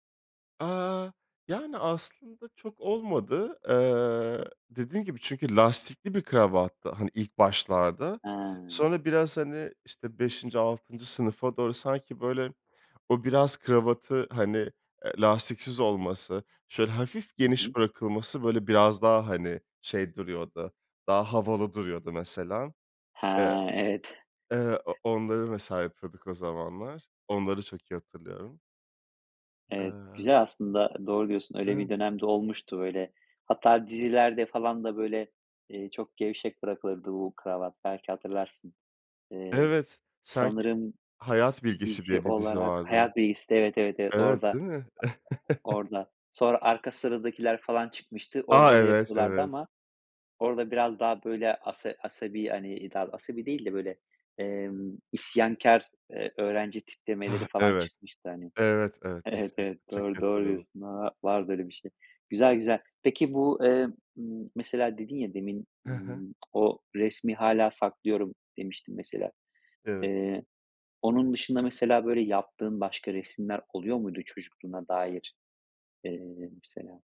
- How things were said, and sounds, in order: tapping; chuckle
- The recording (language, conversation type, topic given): Turkish, podcast, Unutamadığın bir çocukluk anını paylaşır mısın?